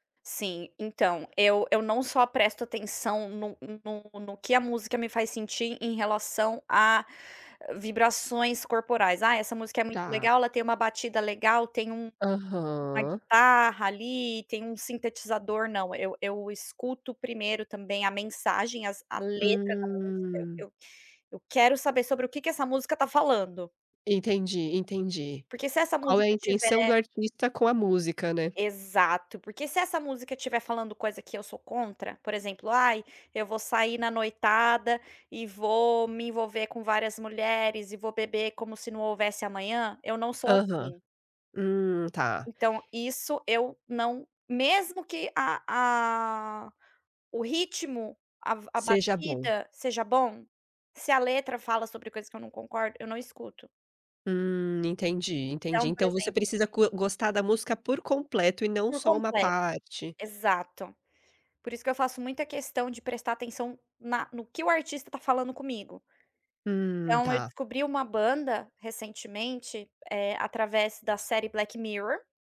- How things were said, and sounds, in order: none
- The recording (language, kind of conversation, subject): Portuguese, podcast, Como você escolhe novas músicas para ouvir?